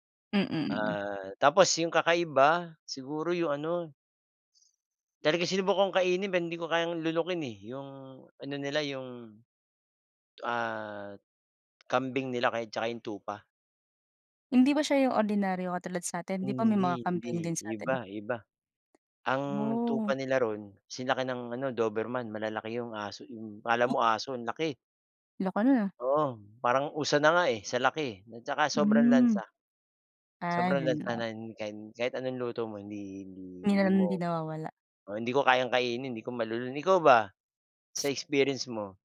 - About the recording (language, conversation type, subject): Filipino, unstructured, Ano ang pinaka-masarap o pinaka-kakaibang pagkain na nasubukan mo?
- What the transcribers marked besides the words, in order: none